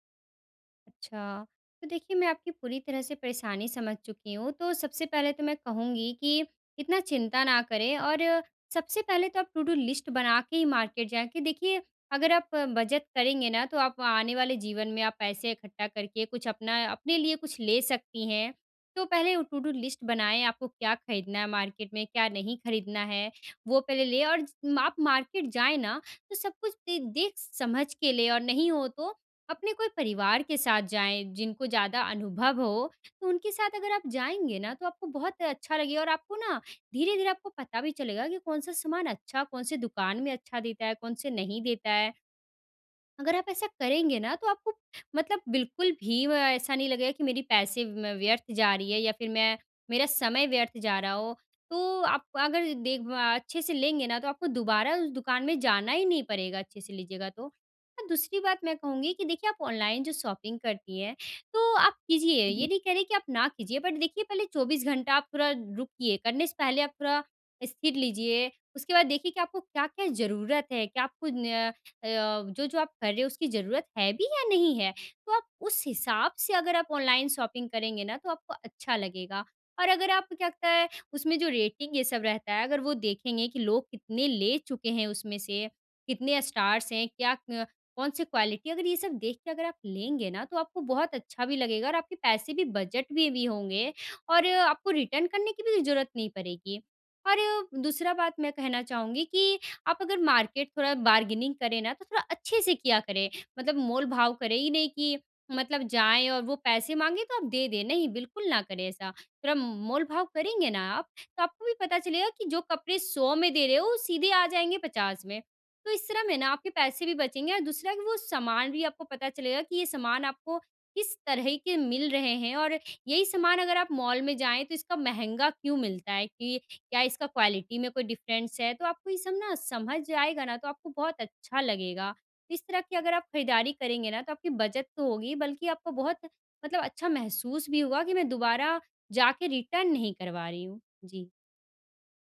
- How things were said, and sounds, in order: in English: "टू डू लिस्ट"; in English: "मार्केट"; "बचत" said as "बजत"; in English: "टू डू लिस्ट"; in English: "मार्केट"; in English: "मार्केट"; in English: "शॉपिंग"; in English: "बट"; in English: "ऑनलाइन शॉपिंग"; in English: "रेटिंग"; in English: "स्टार्स"; in English: "क्वालिटी"; in English: "रिटर्न"; in English: "मार्केट"; in English: "बार्गेनिंग"; in English: "क्वालिटी"; in English: "डिफरेंस"; in English: "रिटर्न"
- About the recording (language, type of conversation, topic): Hindi, advice, खरीदारी के बाद पछतावे से बचने और सही फैशन विकल्प चुनने की रणनीति